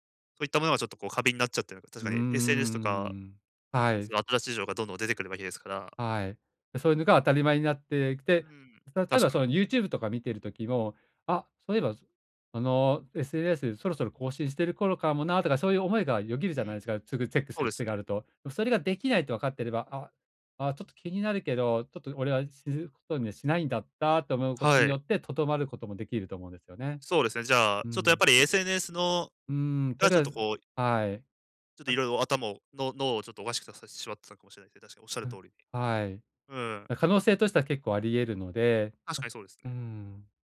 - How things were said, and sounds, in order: tapping; unintelligible speech; other noise
- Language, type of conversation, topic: Japanese, advice, 視聴や読書中にすぐ気が散ってしまうのですが、どうすれば集中できますか？